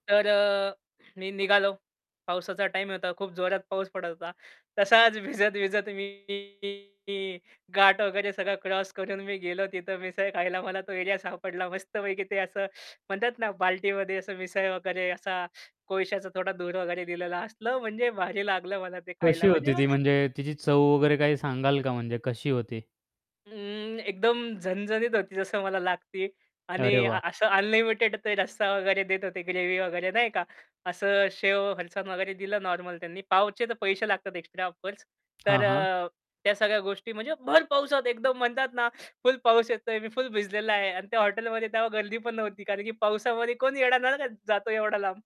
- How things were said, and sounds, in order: other background noise; laughing while speaking: "भिजत-भिजत"; distorted speech; joyful: "घाट वगैरे सगळं क्रॉस करून … म्हणजे मला ते"; teeth sucking; tapping; in English: "ऑफकोर्स"; "पावसात" said as "पाऊसात"; teeth sucking
- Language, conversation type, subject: Marathi, podcast, तुम्हाला रस्त्यावरची कोणती खाण्याची गोष्ट सर्वात जास्त आवडते?